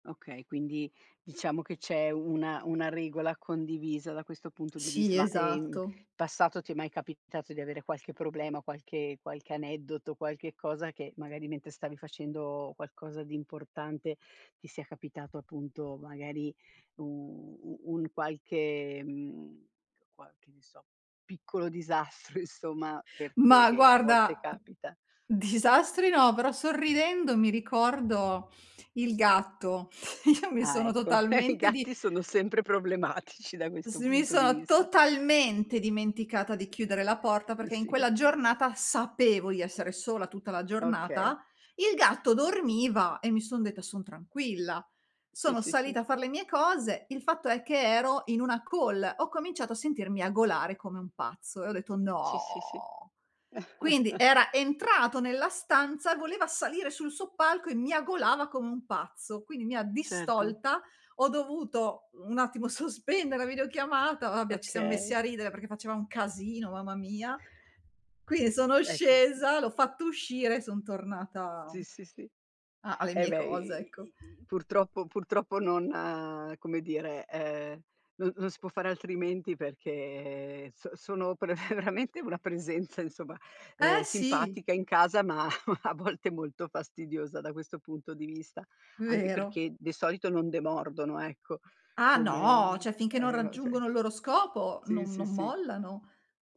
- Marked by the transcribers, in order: tapping; other background noise; laughing while speaking: "disastro"; "insomma" said as "insoma"; laughing while speaking: "disastri"; laughing while speaking: "Io"; chuckle; laughing while speaking: "problematici"; stressed: "totalmente"; laughing while speaking: "Mh, sì"; stressed: "sapevo"; in English: "call"; drawn out: "No"; chuckle; laughing while speaking: "sospende"; "vabbè" said as "vabè"; "Quindi" said as "quini"; drawn out: "perché"; laughing while speaking: "pre"; "insomma" said as "insoma"; chuckle; laughing while speaking: "a volte"; "cioè" said as "ceh"
- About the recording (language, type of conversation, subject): Italian, podcast, Come organizzi gli spazi di casa per lavorare con calma?
- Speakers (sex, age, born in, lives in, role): female, 40-44, Italy, Italy, guest; female, 50-54, Italy, Italy, host